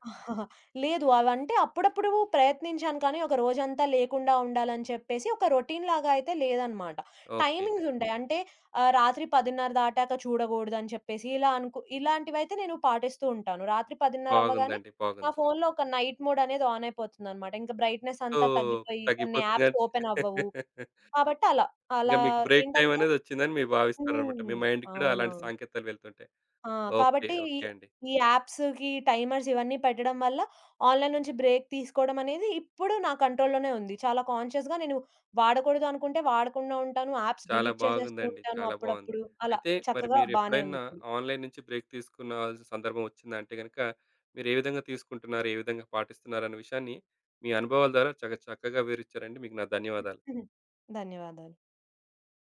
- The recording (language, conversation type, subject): Telugu, podcast, మీరు ఎప్పుడు ఆన్‌లైన్ నుంచి విరామం తీసుకోవాల్సిందేనని అనుకుంటారు?
- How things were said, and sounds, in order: giggle; in English: "రొటీన్‌లాగా"; in English: "టైమింగ్స్"; in English: "నైట్"; in English: "ఆన్"; in English: "సో"; in English: "బ్రైట్‌నెస్"; laugh; other background noise; in English: "బ్రేక్"; in English: "యాప్స్ ఓపెన్"; in English: "మైండ్‌కి"; in English: "యాప్స్‌కి టైమర్స్"; in English: "ఆన్‌లైన్"; in English: "బ్రేక్"; in English: "కంట్రోల్‌లోనే"; in English: "కాన్‌షియస్‌గా"; in English: "యాప్స్ డిలీట్"; in English: "ఆన్‌లైన్"; in English: "బ్రేక్"; giggle